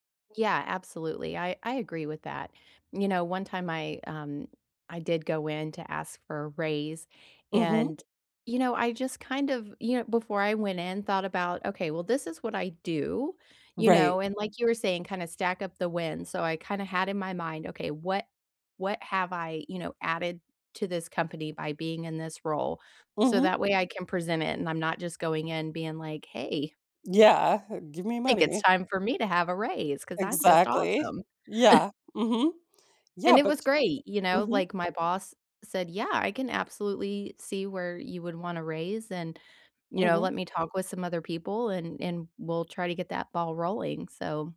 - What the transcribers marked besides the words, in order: other background noise; chuckle
- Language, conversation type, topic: English, unstructured, How can I build confidence to ask for what I want?